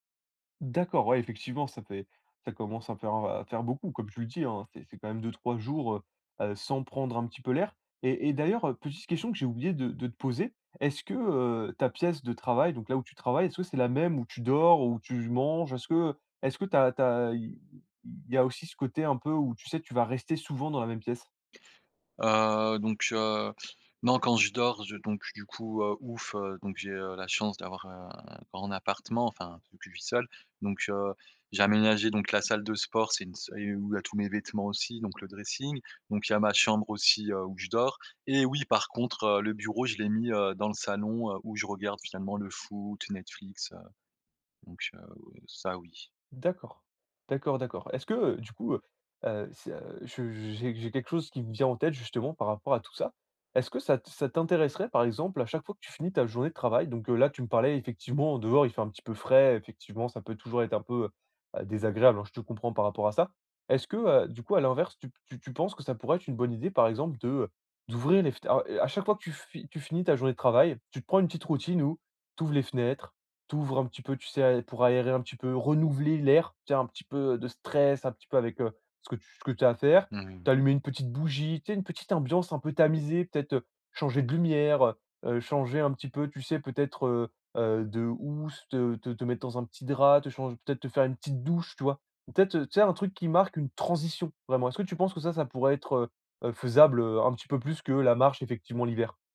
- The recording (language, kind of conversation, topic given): French, advice, Pourquoi n’arrive-je pas à me détendre après une journée chargée ?
- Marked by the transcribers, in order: stressed: "D'accord"; other background noise; drawn out: "Heu"; drawn out: "un"; stressed: "renouveler"; stressed: "stress"; stressed: "transition"